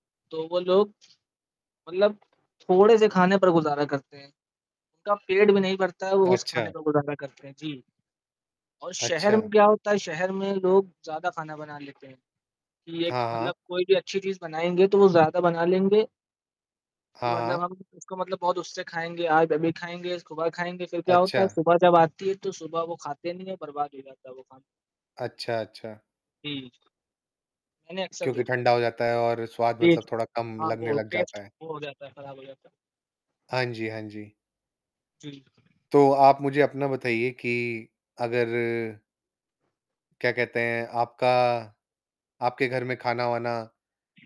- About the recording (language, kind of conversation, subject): Hindi, unstructured, क्या आपको लगता है कि लोग खाने की बर्बादी होने तक ज़रूरत से ज़्यादा खाना बनाते हैं?
- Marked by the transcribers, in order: distorted speech; in English: "टेस्ट"; in English: "टेस्ट"; other background noise